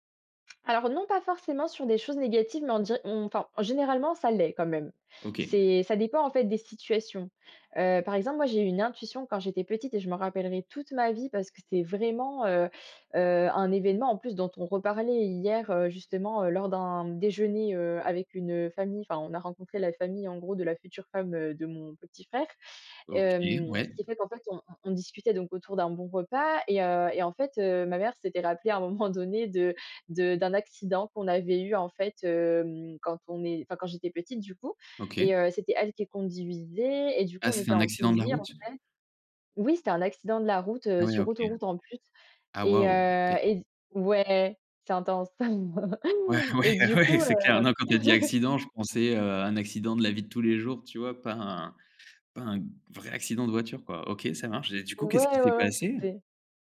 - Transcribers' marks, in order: laughing while speaking: "à un moment donné, de de"; laughing while speaking: "Ouais, ouais, ouais, c'est clair"; chuckle; stressed: "vrai"
- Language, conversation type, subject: French, podcast, Quels sont tes trucs pour mieux écouter ton intuition ?